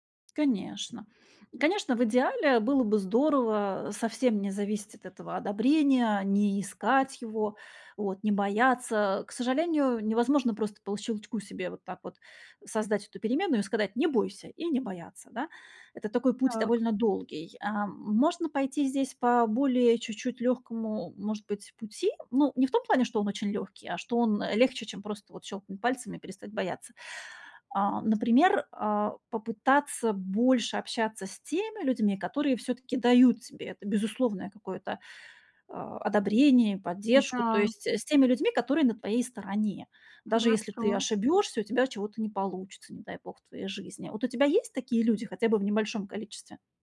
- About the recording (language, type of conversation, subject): Russian, advice, Как мне перестать бояться оценки со стороны других людей?
- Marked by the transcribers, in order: alarm